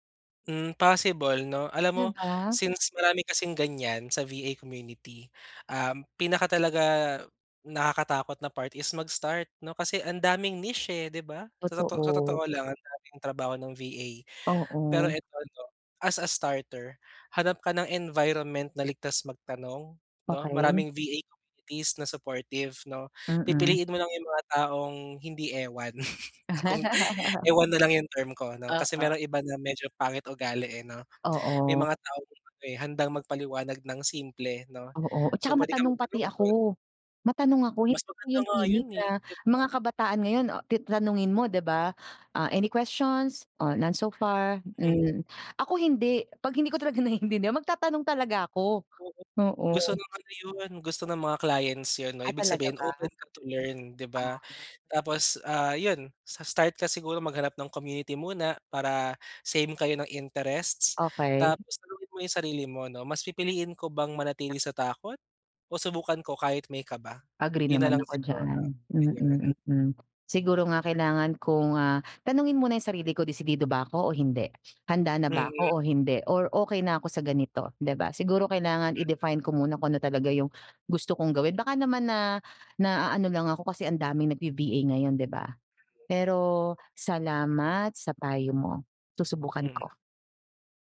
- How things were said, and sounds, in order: laugh; laughing while speaking: "Kung ewan nalang"; laugh; unintelligible speech; laughing while speaking: "naiintindihan"
- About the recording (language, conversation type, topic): Filipino, advice, Paano ko haharapin ang takot na subukan ang bagong gawain?